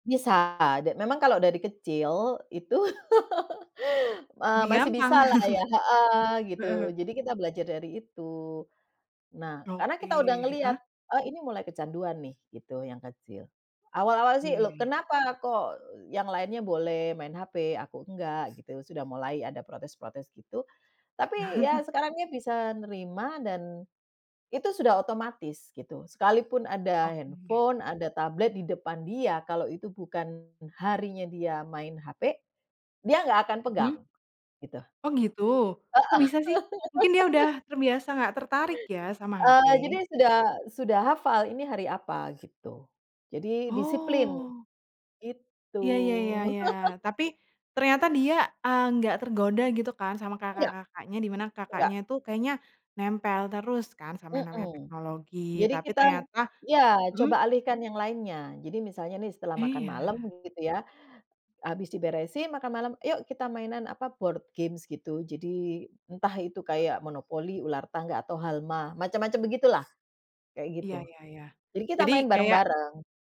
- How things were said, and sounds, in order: laugh; other background noise; chuckle; chuckle; laugh; laugh; tapping; in English: "board games"
- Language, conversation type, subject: Indonesian, podcast, Apa perbedaan pandangan orang tua dan anak tentang teknologi?